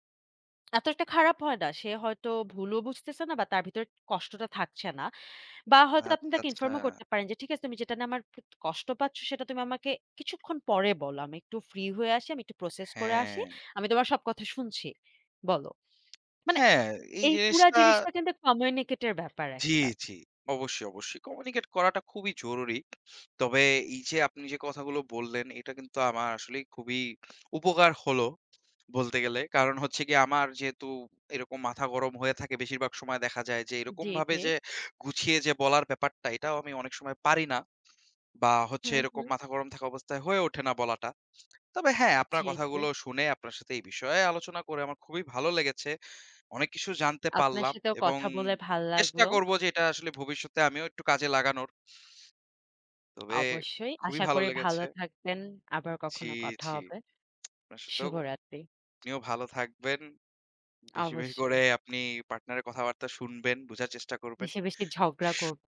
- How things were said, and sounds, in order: drawn out: "হ্যাঁ"; tapping; blowing; sniff
- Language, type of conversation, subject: Bengali, unstructured, আপনার মতে, ঝগড়া হওয়ার পর কীভাবে শান্তি ফিরিয়ে আনা যায়?